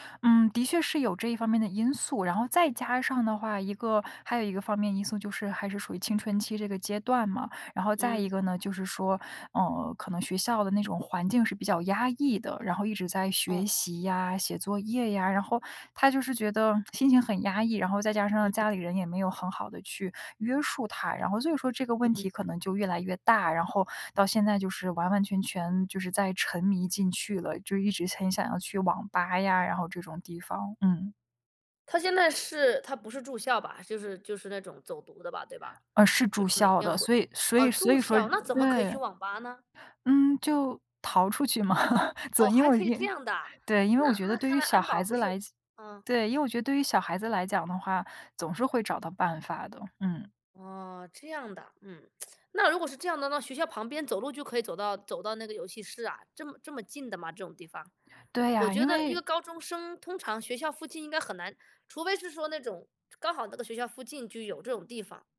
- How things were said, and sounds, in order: other background noise; chuckle; tsk
- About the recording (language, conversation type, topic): Chinese, advice, 如果家人沉迷网络游戏或酒精而引发家庭冲突，我该怎么办？